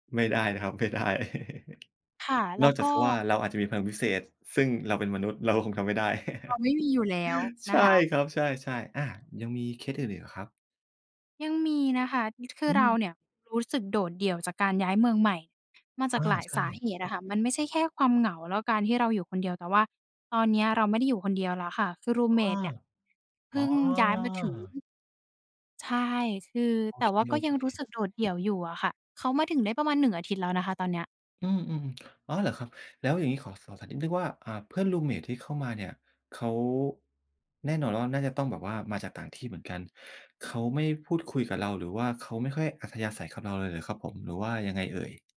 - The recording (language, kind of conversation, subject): Thai, advice, คุณรู้สึกอย่างไรบ้างตั้งแต่ย้ายไปอยู่เมืองใหม่?
- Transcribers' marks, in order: chuckle; tapping; other background noise; chuckle; in English: "รูมเมต"; drawn out: "อ๋อ"; in English: "รูมเมต"